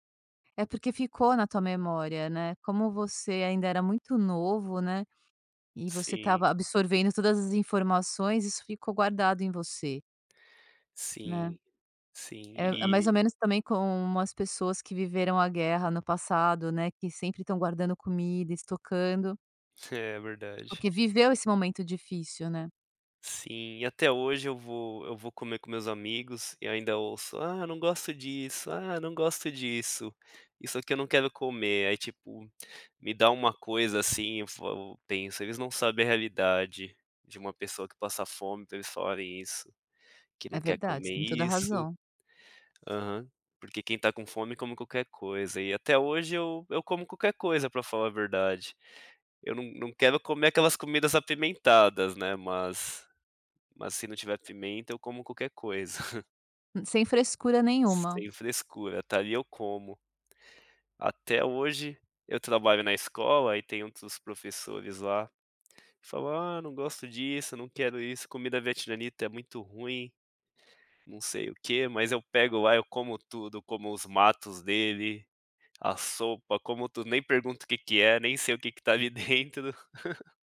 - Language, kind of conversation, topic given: Portuguese, podcast, Qual foi o momento que te ensinou a valorizar as pequenas coisas?
- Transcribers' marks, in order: chuckle; chuckle; other background noise; chuckle